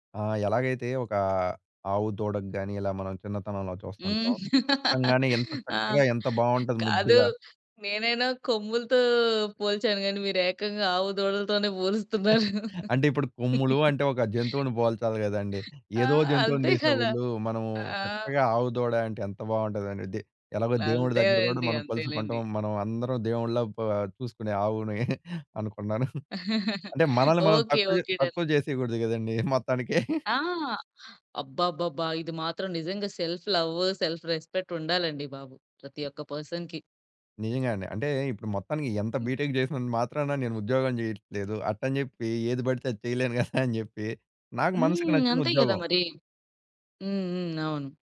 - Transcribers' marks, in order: laughing while speaking: "ఆ! కాదు, నేనైనా కొమ్ములతో పోల్చాను … అంతే కదా! ఆ!"; laughing while speaking: "అంటే ఇప్పుడు కొమ్ములూ అంటే"; giggle; chuckle; giggle; in English: "డన్"; laughing while speaking: "కదండీ మొత్తానికే"; in English: "సెల్ఫ్"; in English: "సెల్ఫ్ రెస్పెక్ట్"; other background noise; in English: "పర్సన్‌కి"; in English: "బీటెక్"; laughing while speaking: "ఏది పడితే అది చేయలేను కదా అని చెప్పి"
- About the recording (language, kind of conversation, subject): Telugu, podcast, మీ కొత్త ఉద్యోగం మొదటి రోజు మీకు ఎలా అనిపించింది?